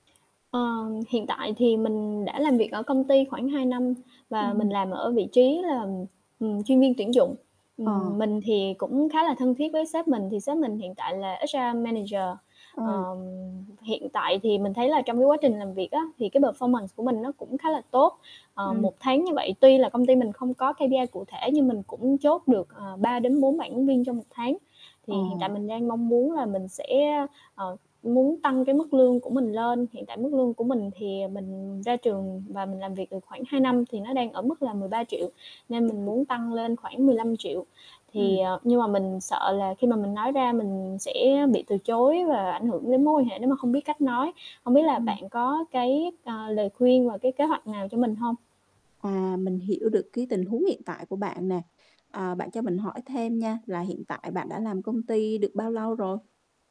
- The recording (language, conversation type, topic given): Vietnamese, advice, Làm sao xin tăng lương mà không lo bị từ chối và ảnh hưởng đến mối quan hệ với sếp?
- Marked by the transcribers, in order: static; other background noise; tapping; in English: "H-R manager"; in English: "performance"; in English: "K-P-I"